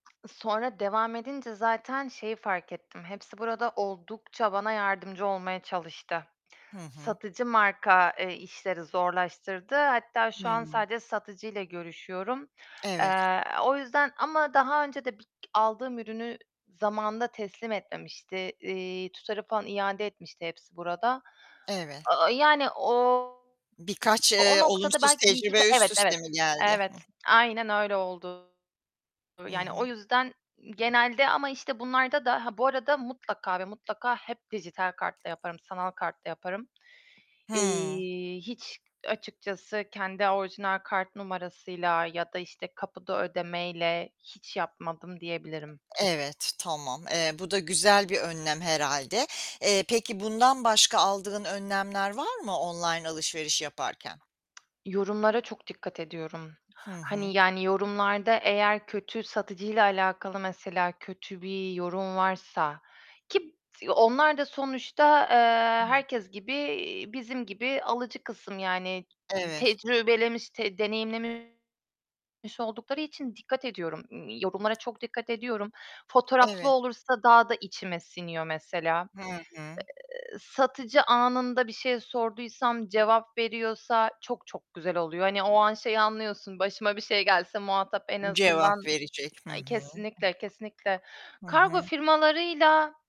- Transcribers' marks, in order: other background noise; static; distorted speech; tapping; unintelligible speech
- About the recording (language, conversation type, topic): Turkish, podcast, Online alışveriş yaparken nelere dikkat ediyorsun?